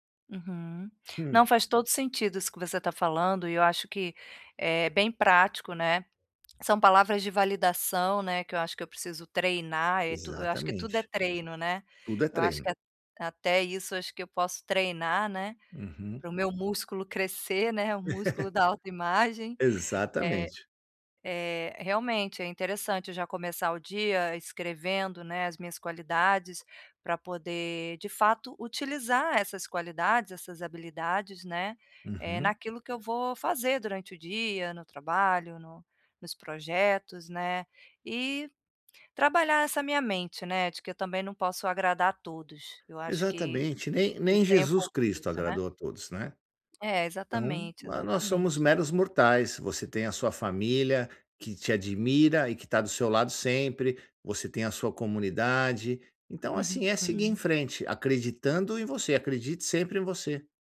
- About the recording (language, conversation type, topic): Portuguese, advice, Como posso começar a construir uma autoimagem mais positiva?
- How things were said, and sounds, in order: tapping; laugh